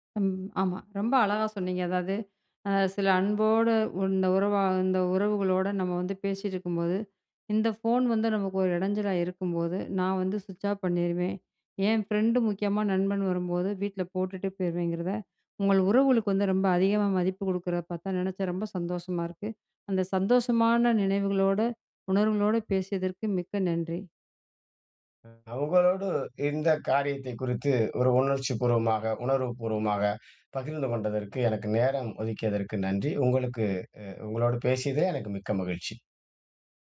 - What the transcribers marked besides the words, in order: other background noise
- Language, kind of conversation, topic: Tamil, podcast, அன்புள்ள உறவுகளுடன் நேரம் செலவிடும் போது கைபேசி இடைஞ்சலை எப்படித் தவிர்ப்பது?